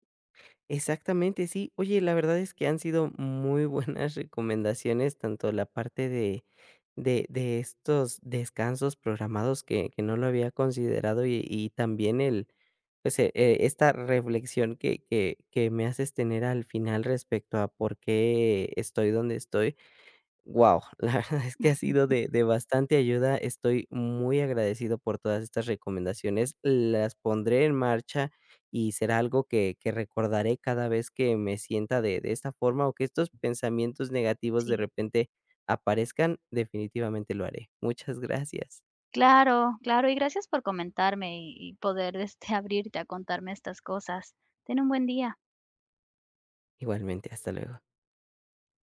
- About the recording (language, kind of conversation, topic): Spanish, advice, ¿Cómo puedo manejar pensamientos negativos recurrentes y una autocrítica intensa?
- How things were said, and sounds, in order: laughing while speaking: "buenas"; laughing while speaking: "la verdad es que"; laugh; tapping; laughing while speaking: "este"